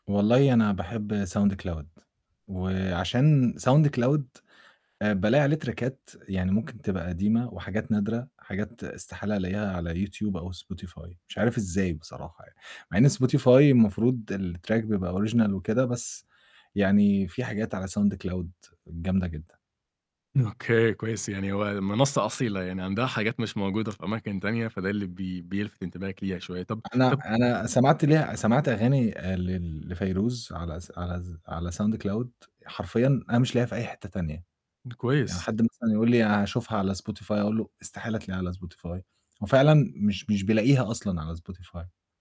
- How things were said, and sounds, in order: static; in English: "تراكات"; in English: "الTrack"; in English: "original"; laughing while speaking: "أوكي"; distorted speech
- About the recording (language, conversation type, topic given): Arabic, podcast, ذوقك الموسيقي اتغير إزاي من زمان لحد دلوقتي؟